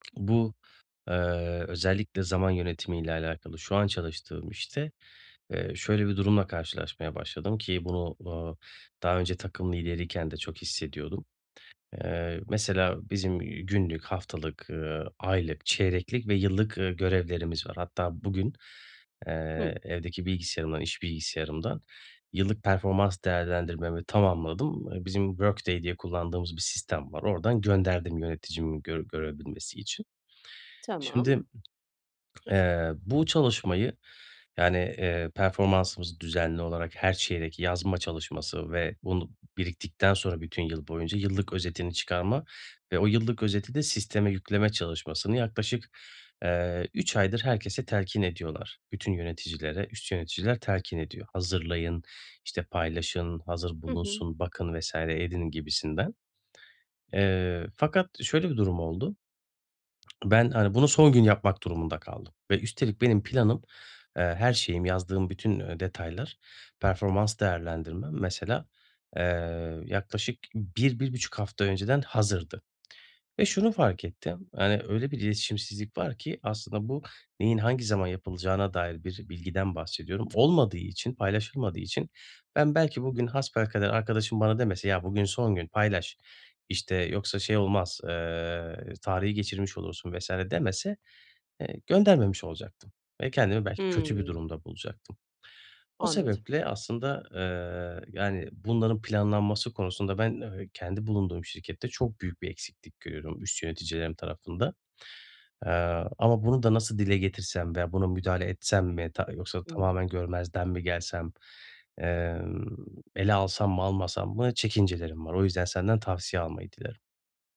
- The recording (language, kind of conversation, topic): Turkish, advice, Zaman yönetiminde önceliklendirmekte zorlanıyorum; benzer işleri gruplayarak daha verimli olabilir miyim?
- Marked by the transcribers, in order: other background noise; tapping; lip smack